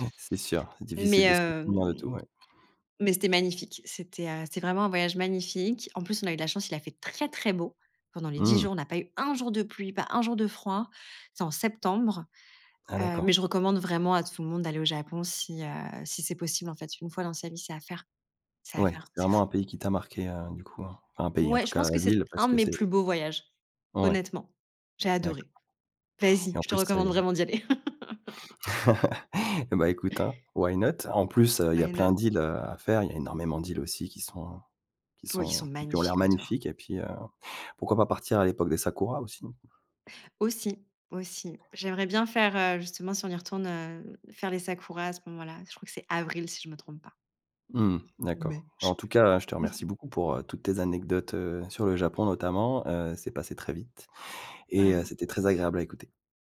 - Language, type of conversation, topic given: French, podcast, Qu’est-ce que tu aimes dans le fait de voyager ?
- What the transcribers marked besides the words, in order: drawn out: "hem"; stressed: "un"; other background noise; laugh; chuckle; in English: "why not ?"; in English: "Why not ?"; chuckle; tapping